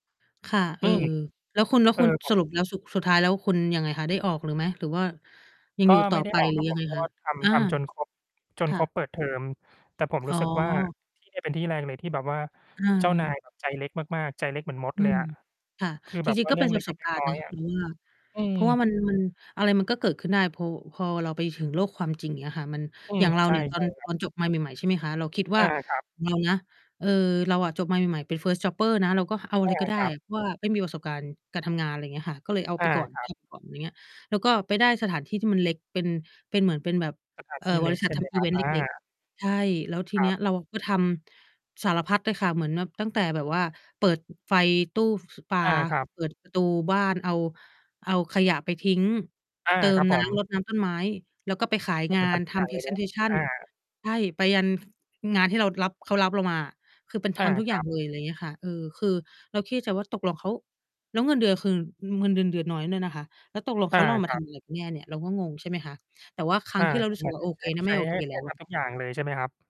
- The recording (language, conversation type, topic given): Thai, unstructured, คุณเคยเจอเจ้านายที่ทำงานด้วยยากไหม?
- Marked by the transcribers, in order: mechanical hum; distorted speech; in English: "First jobber"; tapping